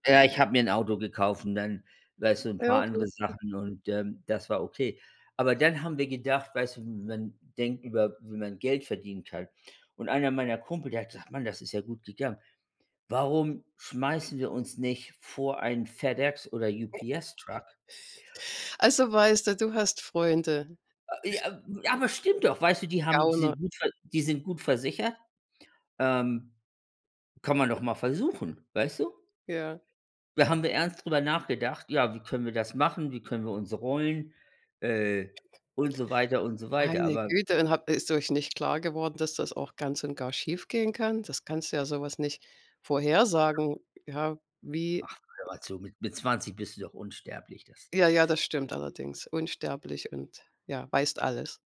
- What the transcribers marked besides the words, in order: none
- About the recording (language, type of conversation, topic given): German, unstructured, Wie sparst du am liebsten Geld?